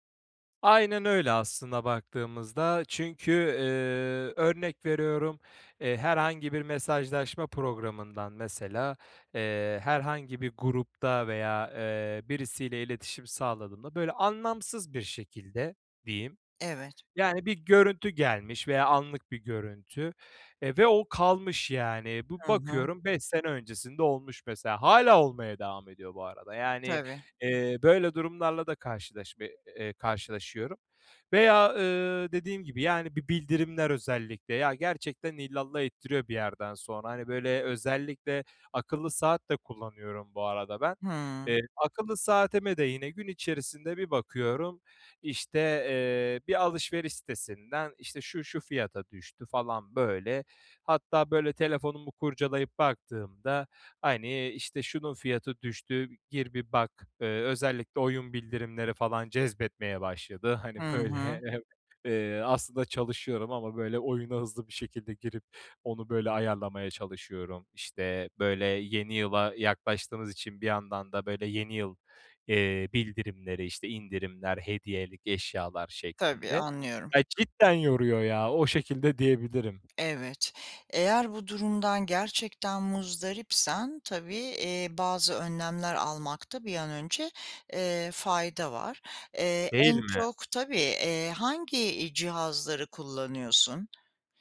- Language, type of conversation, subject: Turkish, advice, E-postalarımı, bildirimlerimi ve dosyalarımı düzenli ve temiz tutmanın basit yolları nelerdir?
- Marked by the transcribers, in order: laughing while speaking: "böyle"; tapping